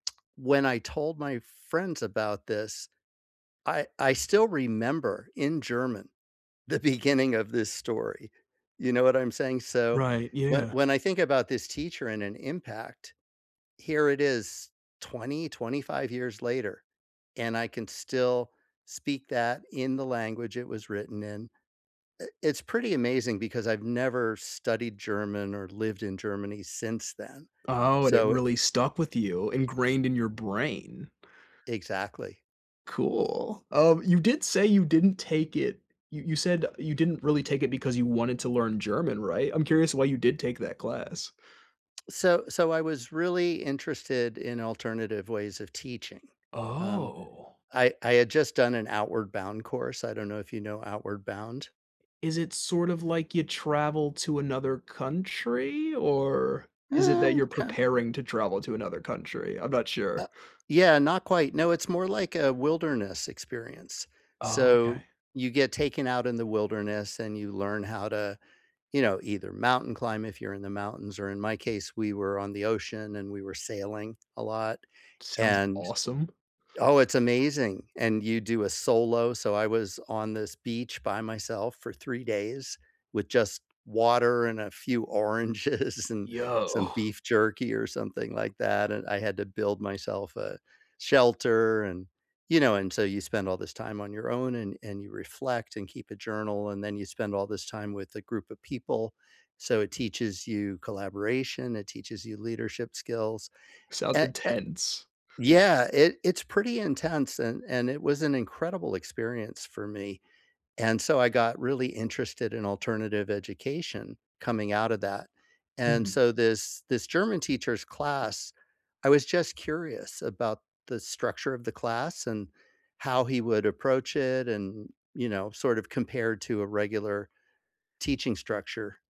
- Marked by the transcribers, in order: laughing while speaking: "the beginning"; drawn out: "Oh"; laughing while speaking: "oranges"; tapping
- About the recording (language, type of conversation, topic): English, unstructured, Who is a teacher or mentor who has made a big impact on you?